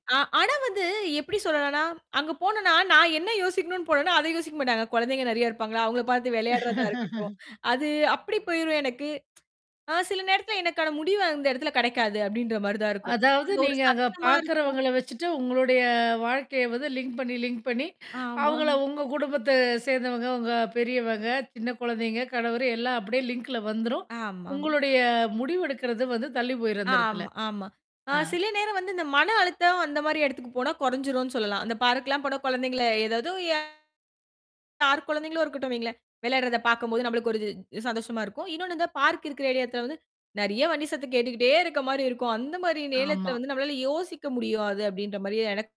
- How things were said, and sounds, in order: static; laugh; distorted speech; tsk; in English: "லிங்க்"; in English: "லிங்க்"; laughing while speaking: "ஆமா"; in English: "லிங்க்ல"; unintelligible speech; in English: "ஏரியா"; "எடத்துல" said as "ஏரியாத்த"; "நேரத்தில" said as "நேலத்துல"; "முடியாது" said as "முடியும் அது"
- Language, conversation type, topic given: Tamil, podcast, கடல் உங்களுக்கு என்ன கற்றுத்தருகிறது?